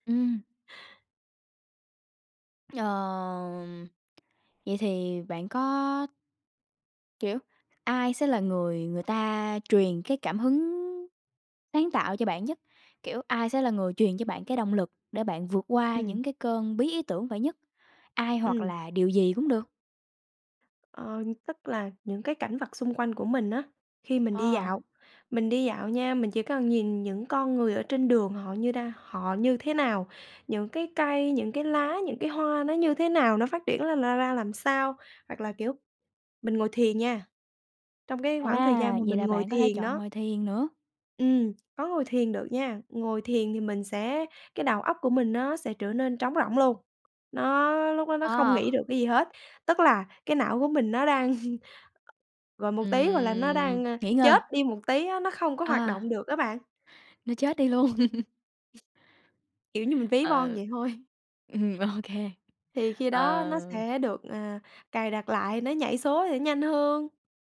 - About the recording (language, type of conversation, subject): Vietnamese, podcast, Bạn làm thế nào để vượt qua cơn bí ý tưởng?
- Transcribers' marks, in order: tapping; laughing while speaking: "đang"; other background noise; laughing while speaking: "luôn!"; laugh; laughing while speaking: "thôi"; laughing while speaking: "Ừm, OK!"